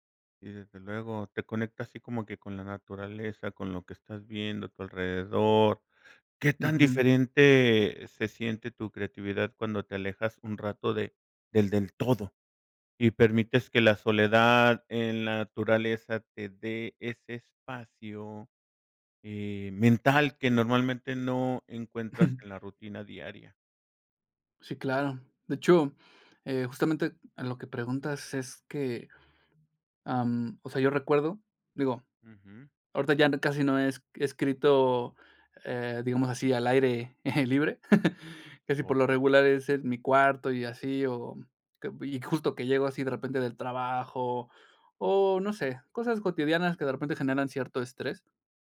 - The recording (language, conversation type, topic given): Spanish, podcast, ¿De qué manera la soledad en la naturaleza te inspira?
- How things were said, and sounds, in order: chuckle; laughing while speaking: "libre"